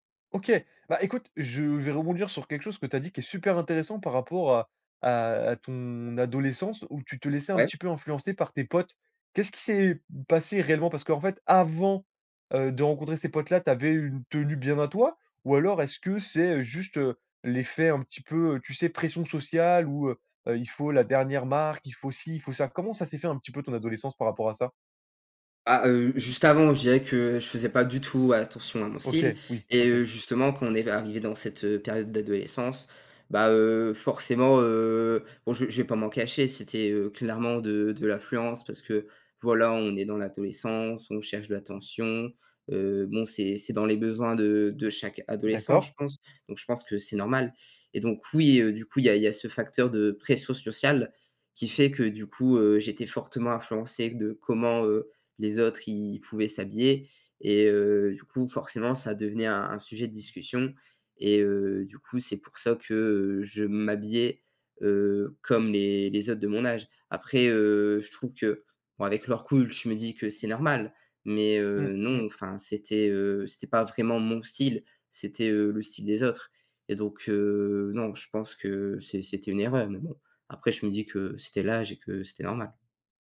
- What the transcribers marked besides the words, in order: none
- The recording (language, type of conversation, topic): French, podcast, Comment ton style vestimentaire a-t-il évolué au fil des années ?